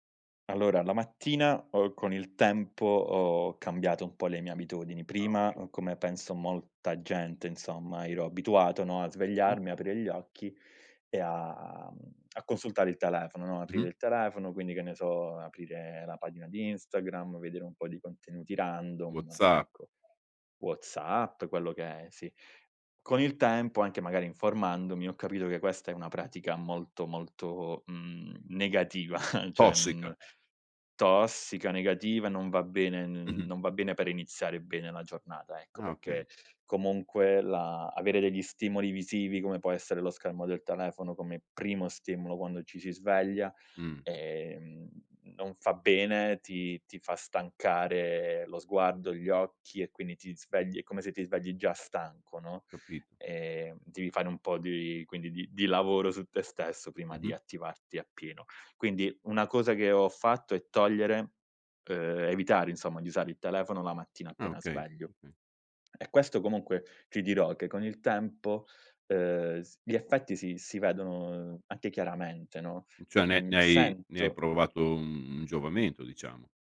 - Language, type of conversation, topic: Italian, podcast, Quali abitudini aiutano a restare concentrati quando si usano molti dispositivi?
- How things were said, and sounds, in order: in English: "random"; chuckle; "cioè" said as "ceh"; "Cioè" said as "ceh"